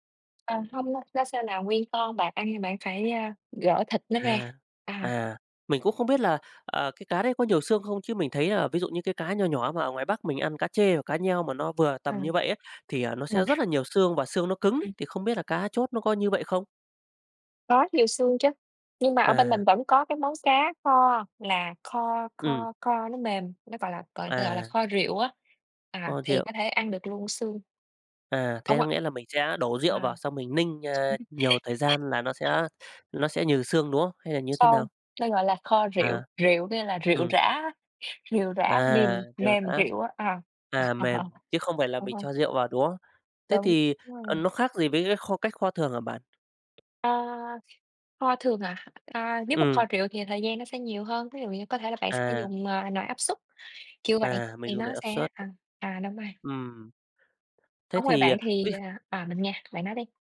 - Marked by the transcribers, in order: tapping; other background noise; unintelligible speech; unintelligible speech; laugh; unintelligible speech; horn; laughing while speaking: "à"
- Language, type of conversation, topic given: Vietnamese, unstructured, Bạn có kỷ niệm nào gắn liền với bữa cơm gia đình không?